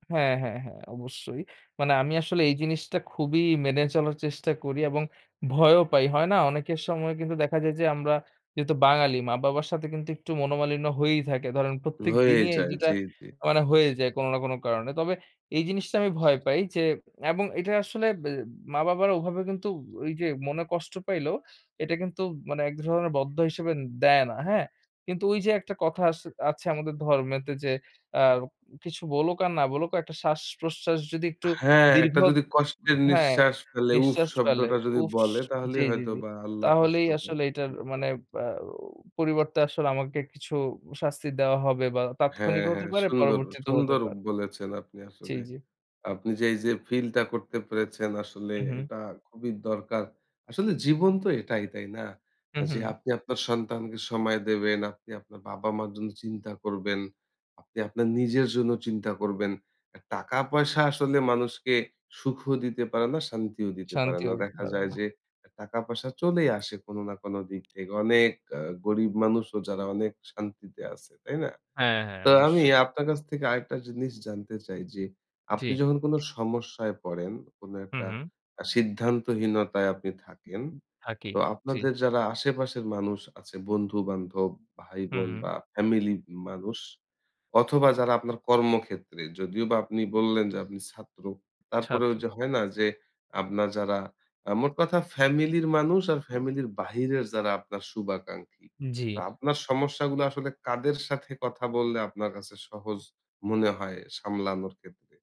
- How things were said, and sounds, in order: none
- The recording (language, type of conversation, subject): Bengali, podcast, আপনি কাজ ও ব্যক্তিগত জীবনের ভারসাম্য কীভাবে বজায় রাখেন?